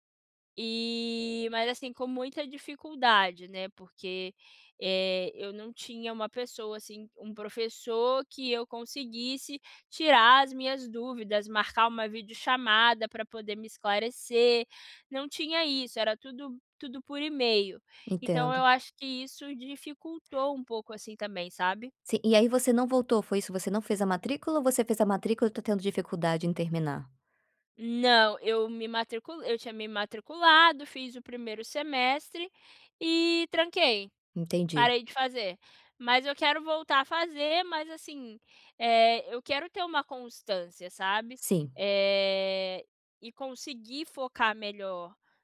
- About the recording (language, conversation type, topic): Portuguese, advice, Como posso retomar projetos que deixei incompletos?
- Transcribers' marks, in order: tapping